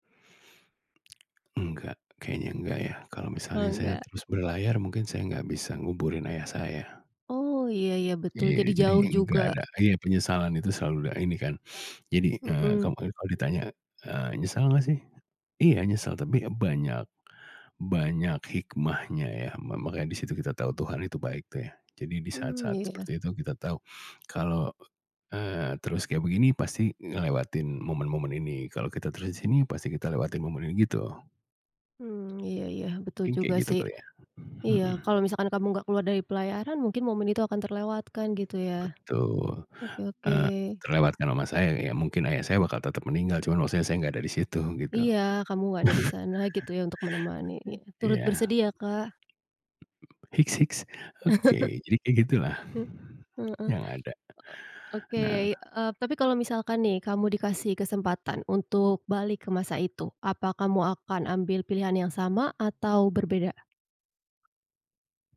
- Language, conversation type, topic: Indonesian, podcast, Pernahkah kamu menyesal memilih jalan hidup tertentu?
- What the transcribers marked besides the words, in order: sniff; tapping; other background noise; chuckle; chuckle